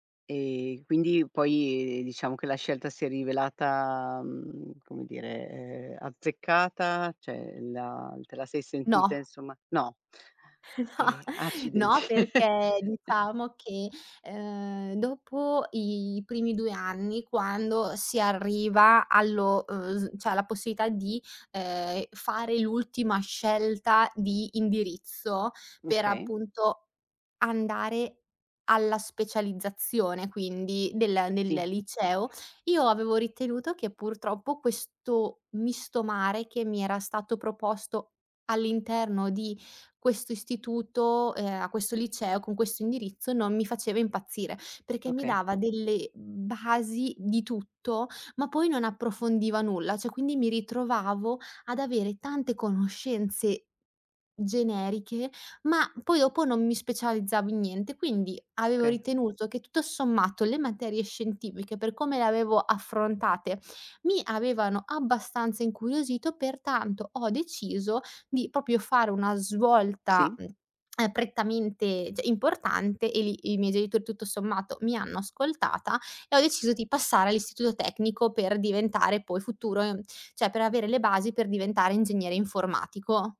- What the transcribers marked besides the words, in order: chuckle; laughing while speaking: "No"; laughing while speaking: "accidenti"; chuckle; "Cioè" said as "ceh"; "proprio" said as "popio"; "cioè" said as "ceh"
- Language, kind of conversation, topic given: Italian, podcast, Quando hai detto “no” per la prima volta, com’è andata?
- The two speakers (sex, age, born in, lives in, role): female, 25-29, Italy, Italy, guest; female, 50-54, Italy, Italy, host